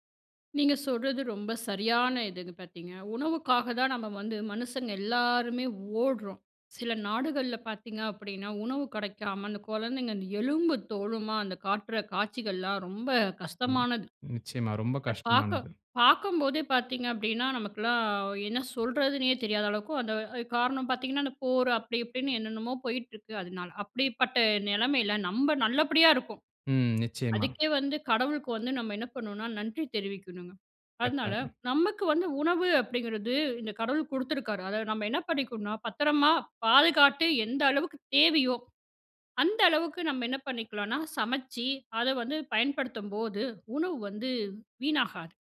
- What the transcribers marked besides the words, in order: none
- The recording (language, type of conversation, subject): Tamil, podcast, மீதமுள்ள உணவுகளை எப்படிச் சேமித்து, மறுபடியும் பயன்படுத்தி அல்லது பிறருடன் பகிர்ந்து கொள்கிறீர்கள்?